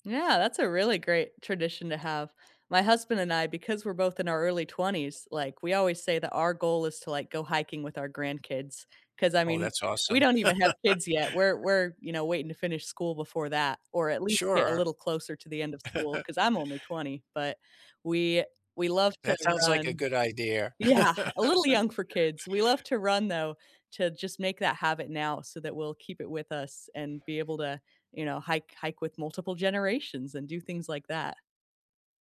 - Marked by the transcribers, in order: tapping; laugh; chuckle; laughing while speaking: "Yeah"; "idea" said as "idear"; chuckle; other background noise
- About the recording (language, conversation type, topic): English, unstructured, How do your traditions shape your everyday routines, relationships, and choices?
- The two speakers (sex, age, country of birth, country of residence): female, 20-24, United States, United States; male, 70-74, United States, United States